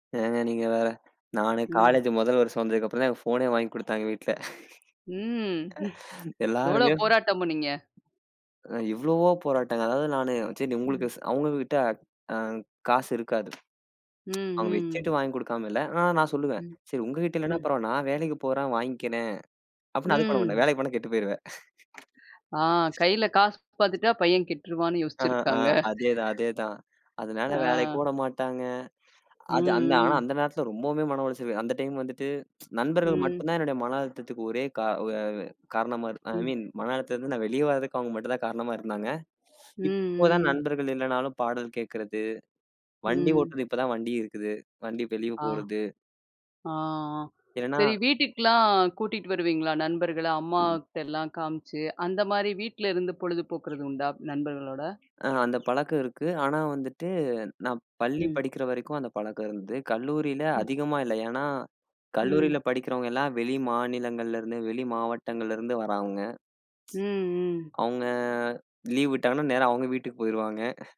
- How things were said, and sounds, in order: laugh; tapping; laugh; other noise; other background noise; tsk
- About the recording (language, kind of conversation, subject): Tamil, podcast, அழுத்தம் அதிகமாக இருக்கும் நாட்களில் மனதை அமைதிப்படுத்தி ஓய்வு எடுக்க உதவும் எளிய முறைகள் என்ன?